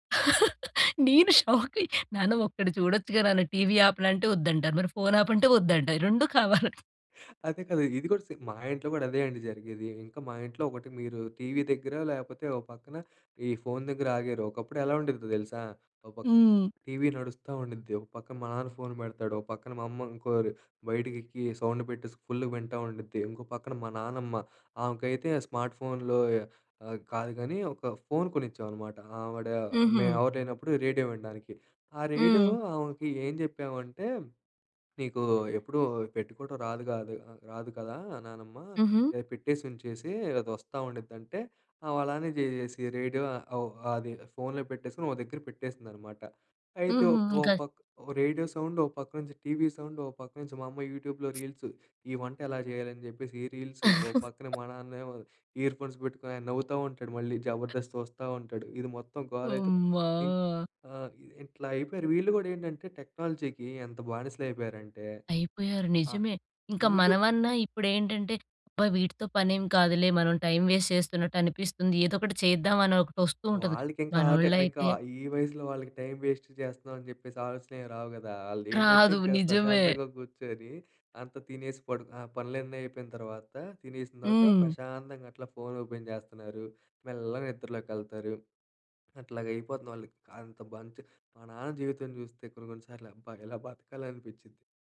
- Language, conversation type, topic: Telugu, podcast, సోషల్ మీడియా ఒంటరితనాన్ని ఎలా ప్రభావితం చేస్తుంది?
- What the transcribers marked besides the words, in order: laughing while speaking: "నేను షాకయ్య"; laughing while speaking: "రెండు కావాలి"; other background noise; in English: "సేమ్"; in English: "సౌండ్"; in English: "ఫుల్‌గా"; in English: "స్మార్ట్ ఫోన్‌లో"; in English: "రేడియో"; in English: "రేడియో"; in English: "రేడియో"; in English: "రేడియో సౌండ్"; in English: "సౌండ్"; in English: "యూట్యూబ్‌లో రీల్స్"; chuckle; in English: "రీల్స్"; in English: "ఇయర్ ఫోన్స్"; in English: "యూట్యూబ్"; in English: "వేస్ట్"; in English: "వేస్ట్"; in English: "ఓపెన్"